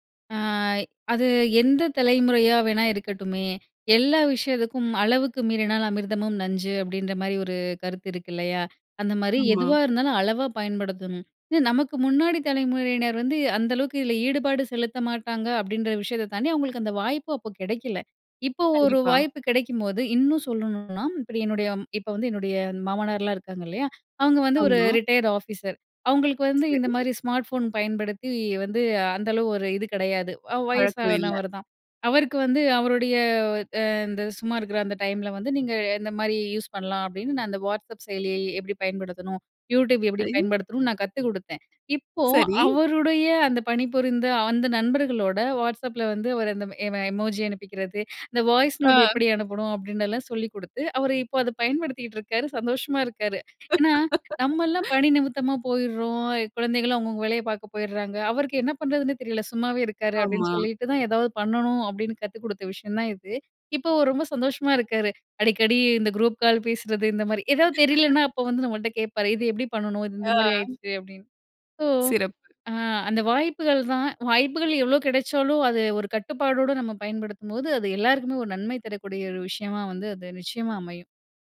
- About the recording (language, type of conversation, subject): Tamil, podcast, சமூக ஊடகங்கள் உறவுகளை எவ்வாறு மாற்றி இருக்கின்றன?
- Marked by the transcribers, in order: in English: "ரிட்டயர்ட் ஆஃபீசர்"; in English: "வாய்ஸ் நோட்"; laugh; laugh